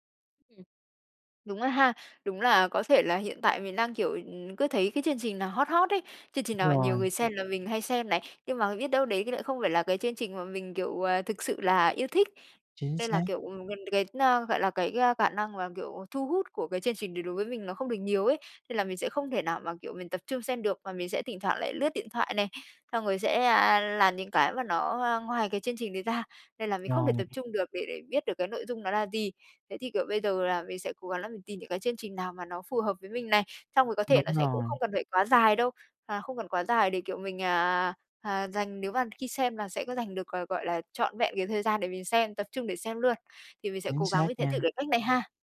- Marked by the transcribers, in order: background speech; tapping
- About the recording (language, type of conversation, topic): Vietnamese, advice, Làm sao để tránh bị xao nhãng khi xem phim hoặc nghe nhạc ở nhà?